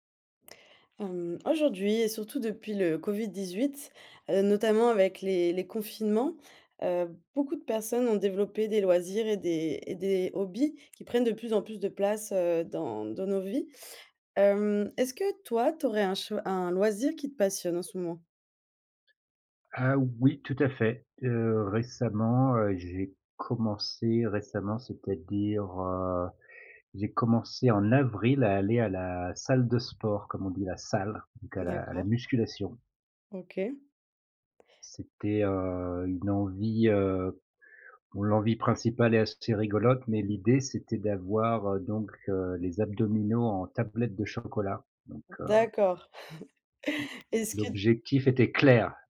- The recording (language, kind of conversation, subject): French, podcast, Quel loisir te passionne en ce moment ?
- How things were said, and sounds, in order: tapping; other background noise; stressed: "oui"; stressed: "salle"; chuckle; stressed: "clair"